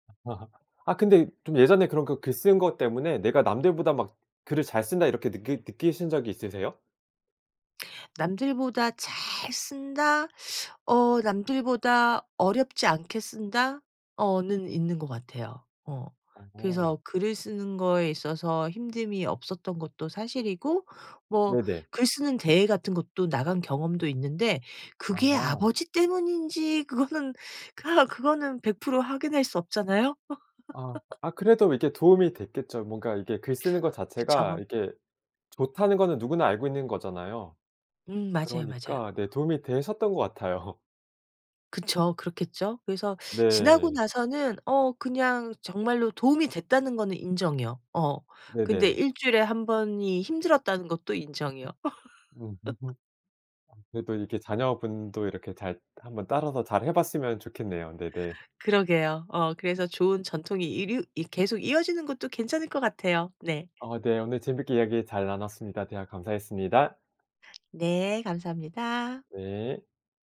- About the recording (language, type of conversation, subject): Korean, podcast, 집안에서 대대로 이어져 내려오는 전통에는 어떤 것들이 있나요?
- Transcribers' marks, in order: laugh; laugh; laughing while speaking: "같아요"; laugh